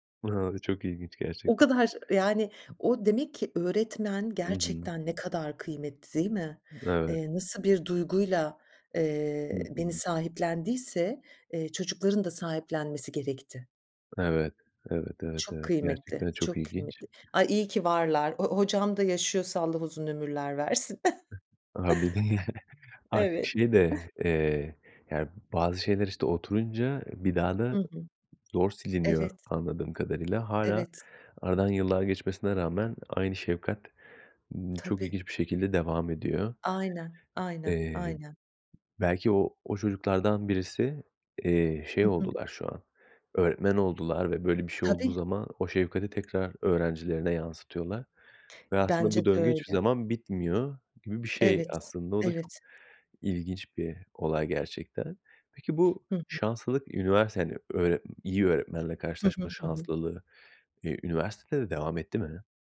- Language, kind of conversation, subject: Turkish, podcast, Bir öğretmenin seni çok etkilediği bir anını anlatır mısın?
- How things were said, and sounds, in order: tapping; other background noise; chuckle